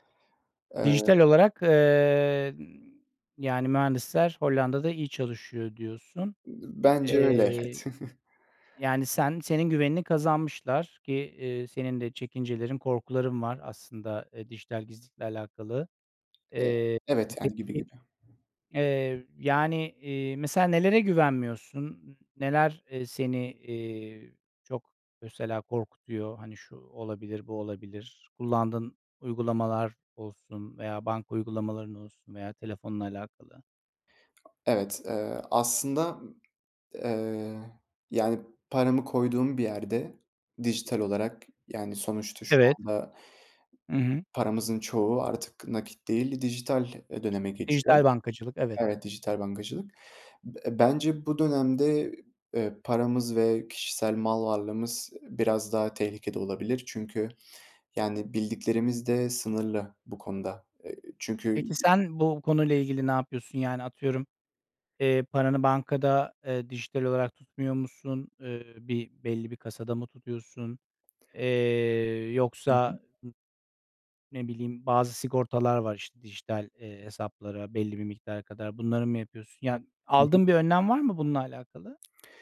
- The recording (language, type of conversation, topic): Turkish, podcast, Dijital gizliliğini korumak için neler yapıyorsun?
- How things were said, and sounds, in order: laughing while speaking: "Evet"; chuckle; "mesela" said as "ösela"; other background noise; other noise